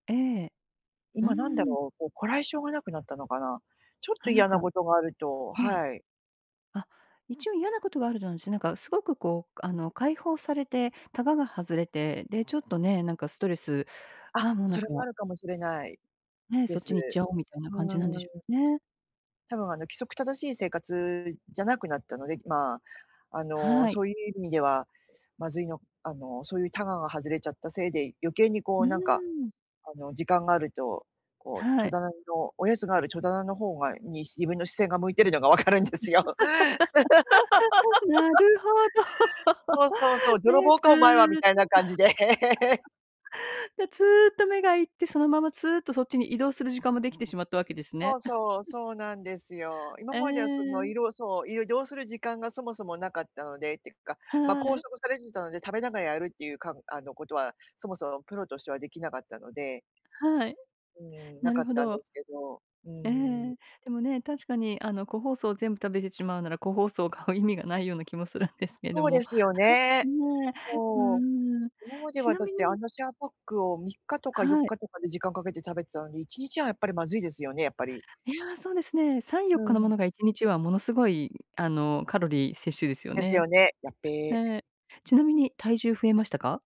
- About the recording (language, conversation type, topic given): Japanese, advice, 衝動的に飲酒や過食でストレスに対処してしまう癖をやめるにはどうすればよいですか？
- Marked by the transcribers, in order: other background noise; laugh; laughing while speaking: "なるほど"; laughing while speaking: "わかるんですよ"; laugh; laugh; giggle; "っていうか" said as "ってっか"; laughing while speaking: "買う意味がないような気もするんですけども"; giggle